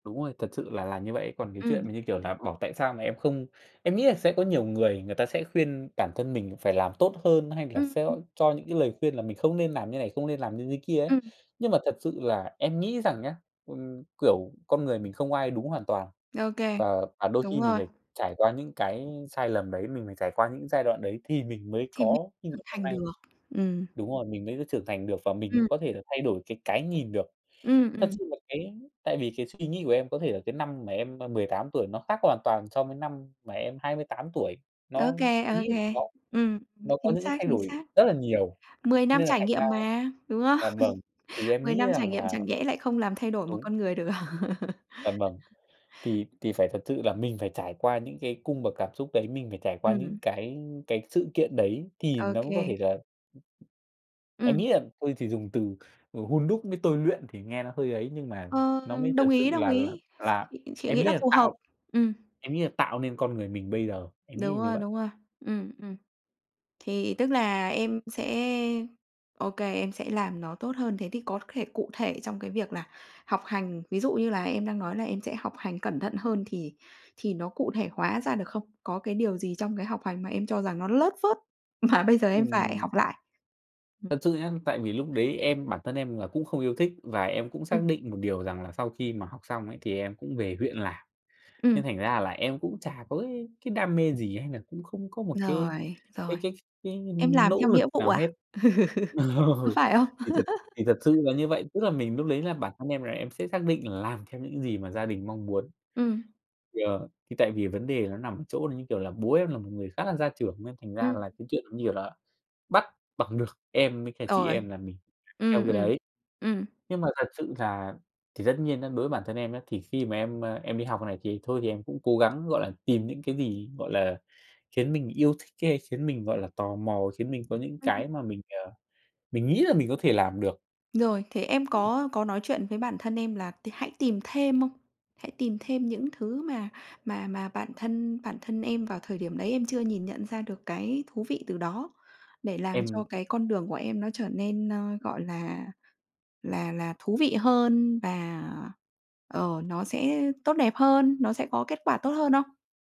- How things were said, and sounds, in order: tapping; laughing while speaking: "không?"; laugh; laughing while speaking: "được"; laugh; other background noise; other noise; laughing while speaking: "mà"; laughing while speaking: "Ừ"; laugh
- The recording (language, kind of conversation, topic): Vietnamese, podcast, Bạn muốn nói gì với phiên bản trẻ của mình?